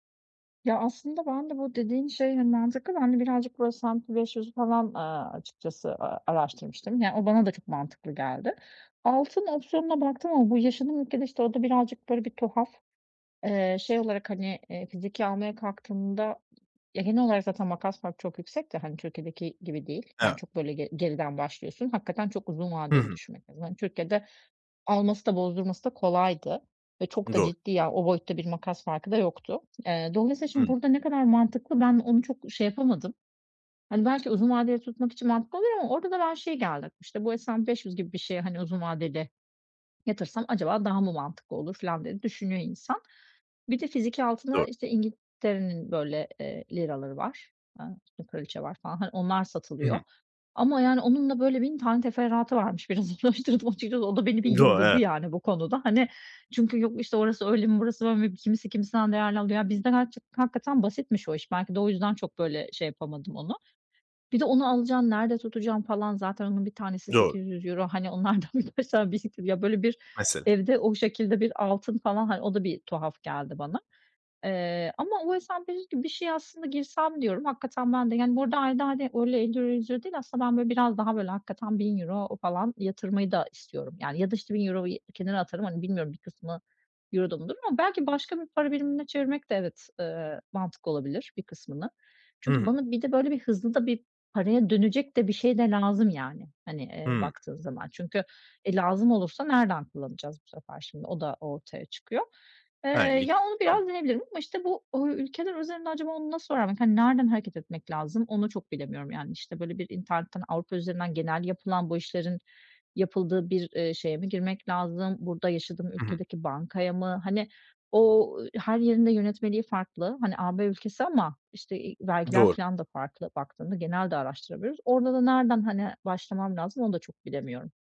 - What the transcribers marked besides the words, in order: other background noise; laughing while speaking: "araştırdım açıkçası"; unintelligible speech; laughing while speaking: "onlardan bir üç beş tane birikir ya"; unintelligible speech
- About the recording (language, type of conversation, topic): Turkish, advice, Beklenmedik masraflara nasıl daha iyi hazırlanabilirim?